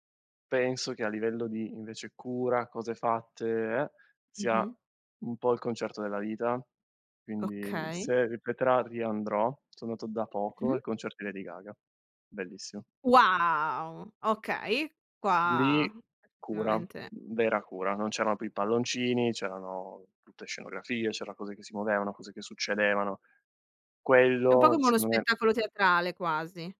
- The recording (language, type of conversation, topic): Italian, podcast, Qual è stato il primo concerto a cui sei andato?
- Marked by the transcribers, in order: stressed: "Wow"